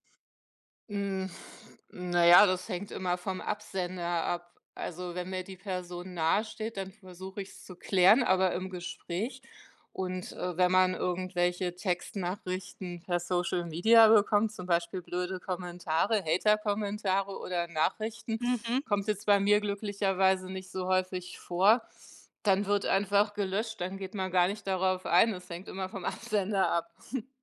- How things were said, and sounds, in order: other background noise; laughing while speaking: "Absender ab"
- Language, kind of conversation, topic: German, podcast, Wie gehst du mit Missverständnissen in Textnachrichten um?